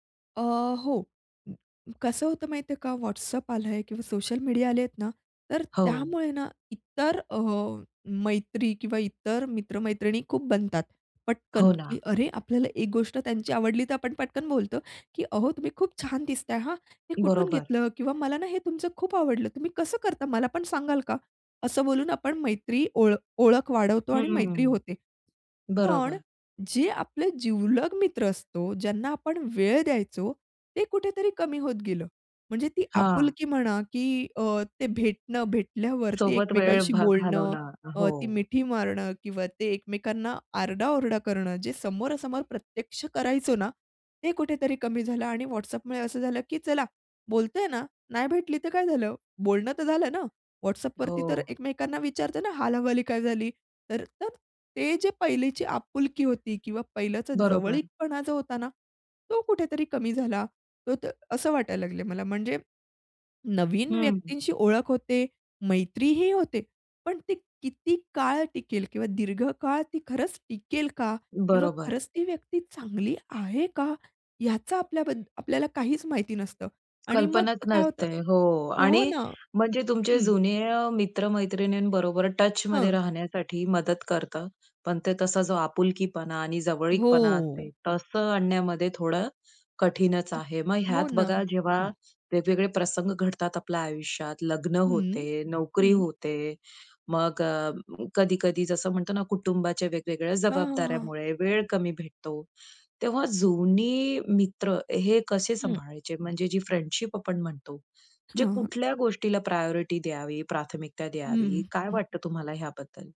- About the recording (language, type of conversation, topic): Marathi, podcast, मित्र टिकवण्यासाठी कोणत्या गोष्टी महत्त्वाच्या वाटतात?
- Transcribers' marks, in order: swallow; other background noise; stressed: "इतर"; tapping; drawn out: "हो"; in English: "प्रायोरिटी"